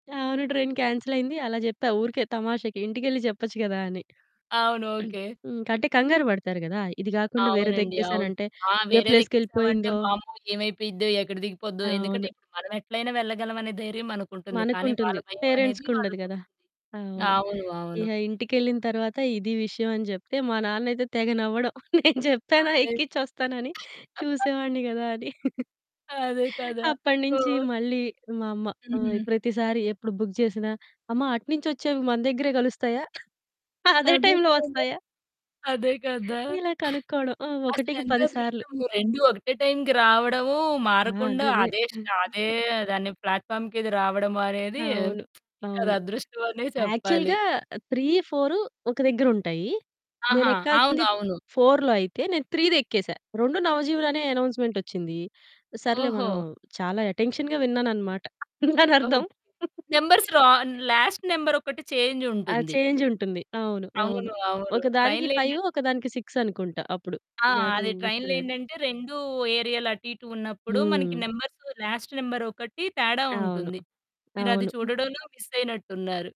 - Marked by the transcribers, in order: in English: "ట్రైన్"; throat clearing; in English: "ప్లేస్‌కెళ్ళిపోయిందో"; in English: "పేరెంట్స్"; laughing while speaking: "నేను జెప్పాన ఎక్కించోస్తానని చూసేవాన్ని గదా! అని"; chuckle; laughing while speaking: "అదే కదా! ఓహ్!"; in English: "బుక్"; laughing while speaking: "టైమ్‌లో వస్తాయా?"; in English: "ప్లాట్‌ఫార్మ్‌కిది"; chuckle; lip smack; in English: "యాక్చువల్‌గా"; in English: "ఫోర్‌లో"; in English: "త్రీ‌ది"; in English: "అటెన్షన్‌గా"; in English: "నంబర్స్"; laughing while speaking: "దానర్థం"; in English: "లాస్ట్"; other background noise; in English: "చేంజ్"; in English: "ట్రైన్‌లో"; in English: "ఫైవ్"; in English: "సిక్స్"; in English: "ట్రైన్‌లో"; in English: "నంబర్స్ లాస్ట్"
- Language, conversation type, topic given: Telugu, podcast, ప్రయాణంలో మీ విమానం తప్పిపోయిన అనుభవాన్ని చెప్పగలరా?